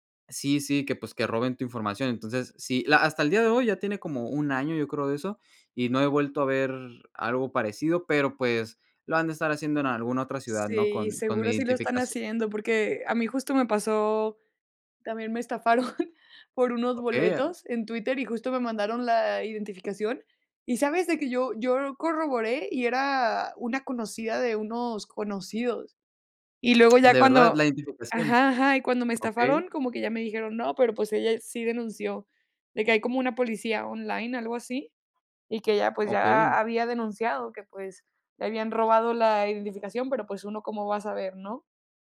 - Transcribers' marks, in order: laughing while speaking: "estafaron"; tsk; "Okey" said as "Oken"
- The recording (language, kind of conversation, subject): Spanish, podcast, ¿Qué miedos o ilusiones tienes sobre la privacidad digital?